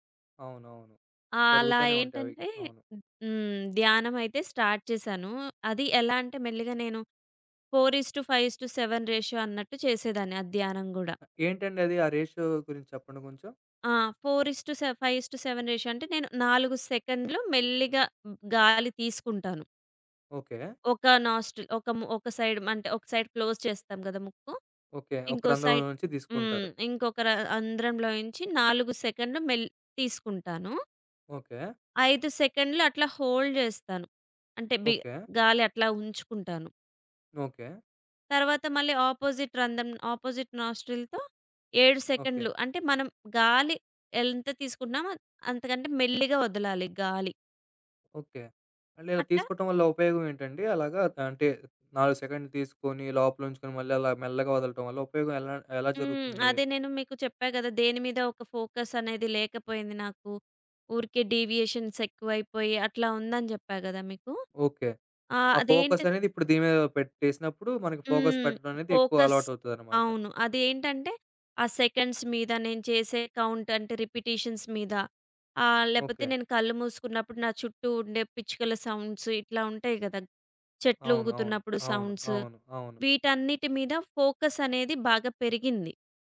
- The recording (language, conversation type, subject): Telugu, podcast, ఒత్తిడి సమయంలో ధ్యానం మీకు ఎలా సహాయపడింది?
- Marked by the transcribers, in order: other background noise; in English: "స్టార్ట్"; in English: "ఫోర్ ఇస్ టు ఫైవ్ ఇస్ టు సెవెన్ రేషియో"; in English: "రేషియో"; in English: "ఫోర్ ఇస్ టు"; in English: "ఫైవ్ ఇస్ టు సెవెన్ రేషియో"; in English: "నాస్ట్రిల్"; in English: "సైడ్"; in English: "సైడ్ క్లోజ్"; in English: "సైడ్"; in English: "నాలుగు"; in English: "హోల్డ్"; in English: "అపోజిట్"; in English: "అపోజిట్ నాస్ట్రిల్‌తో"; lip smack; in English: "ఫోకస్"; in English: "డీవియేషన్స్"; in English: "ఫోకస్"; in English: "ఫోకస్"; in English: "సెకండ్స్"; in English: "కౌంట్"; in English: "రిపిటీషన్స్"; in English: "సౌండ్స్"; in English: "సౌండ్స్"; in English: "ఫోకస్"